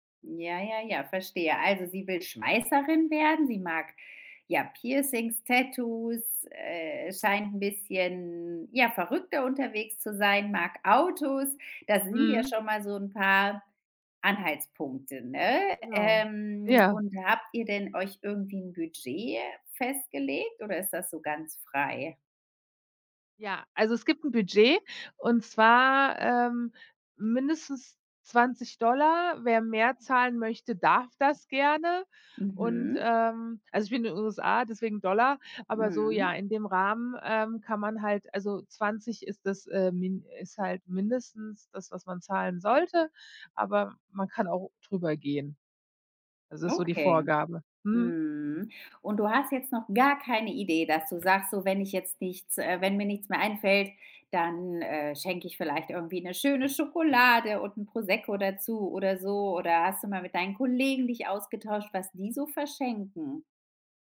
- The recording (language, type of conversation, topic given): German, advice, Welche Geschenkideen gibt es, wenn mir für meine Freundin nichts einfällt?
- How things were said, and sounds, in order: "Schweißerin" said as "Schmeißerin"; joyful: "Tattoos, äh, scheint 'n bisschen … paar Anhaltspunkte, ne?"; other background noise; drawn out: "Ähm"; stressed: "gar keine Idee"; put-on voice: "Kollegen"